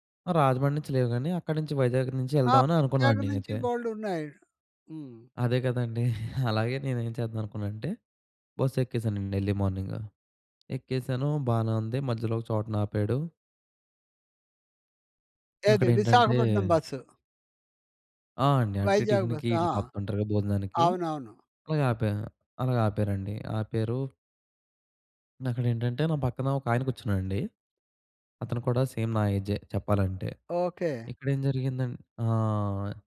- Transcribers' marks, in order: chuckle; in English: "ఎర్లీ మార్నింగ్"; in English: "టిఫిన్‌కి"; in English: "సేమ్"
- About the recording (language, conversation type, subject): Telugu, podcast, ఒంటరిగా ఉన్నప్పుడు మీకు ఎదురైన అద్భుతమైన క్షణం ఏది?